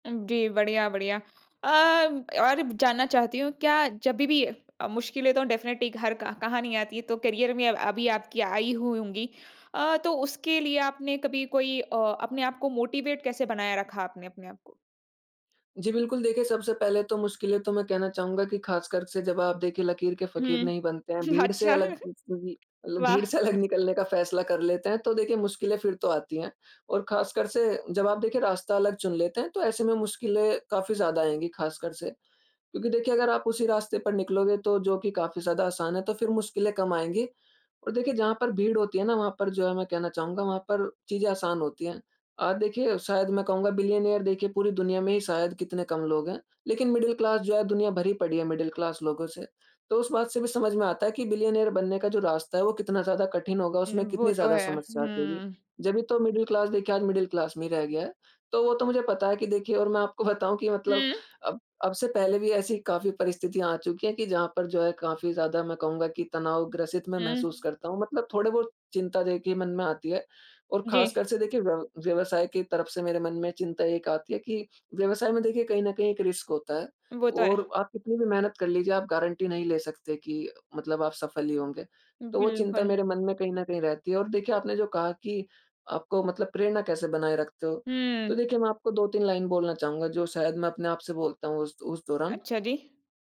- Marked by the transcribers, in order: in English: "डेफ़िनिटली"; in English: "करियर"; in English: "मोटिवेट"; laughing while speaking: "अच्छा"; laughing while speaking: "अलग निकलने"; in English: "बिलियनेयर"; in English: "मिडल क्लास"; in English: "मिडल क्लास"; in English: "बिलियनेयर"; in English: "मिडल क्लास"; in English: "मिडल क्लास"; in English: "रिस्क"; in English: "गारंटी"; in English: "लाइन"
- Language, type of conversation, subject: Hindi, podcast, आप अपना करियर किस चीज़ के लिए समर्पित करना चाहेंगे?